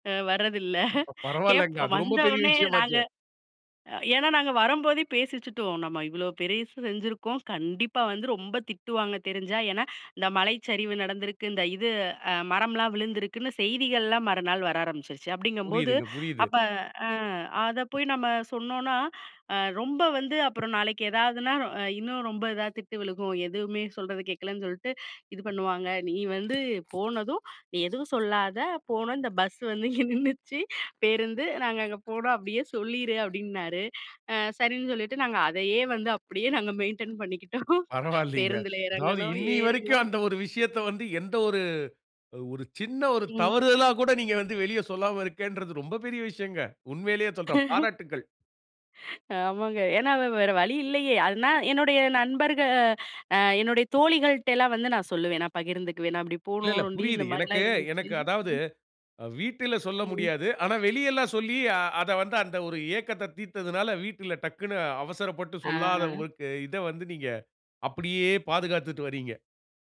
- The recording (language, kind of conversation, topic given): Tamil, podcast, உங்களுக்கு மிகவும் பிடித்த பயண நினைவு எது?
- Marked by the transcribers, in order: chuckle; other noise; inhale; inhale; other background noise; inhale; inhale; laughing while speaking: "இங்க நின்னுச்சு"; inhale; inhale; laughing while speaking: "பரவால்லிங்க"; laugh; inhale; laugh; inhale; laugh